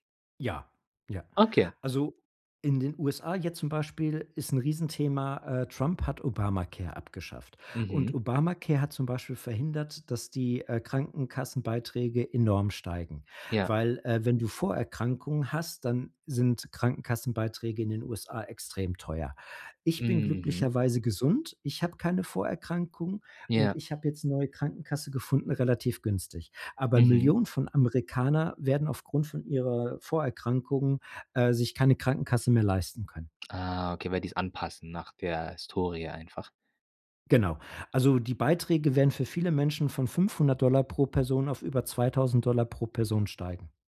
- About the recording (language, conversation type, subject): German, podcast, Wie gehst du mit deiner Privatsphäre bei Apps und Diensten um?
- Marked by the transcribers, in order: drawn out: "Ah"